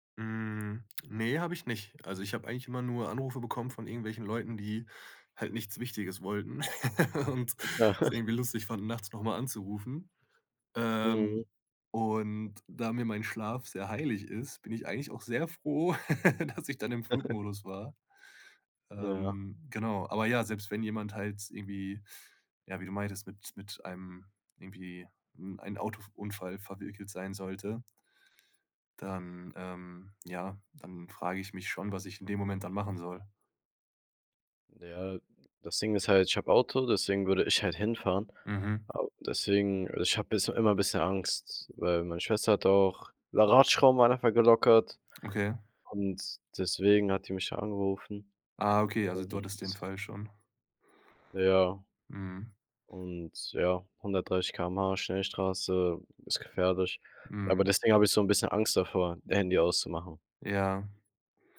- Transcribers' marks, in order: chuckle; laugh; laughing while speaking: "Und"; laugh; chuckle; laughing while speaking: "dass"
- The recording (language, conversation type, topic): German, podcast, Wie planst du Pausen vom Smartphone im Alltag?
- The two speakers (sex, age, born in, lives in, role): male, 18-19, Germany, Germany, host; male, 25-29, Germany, Germany, guest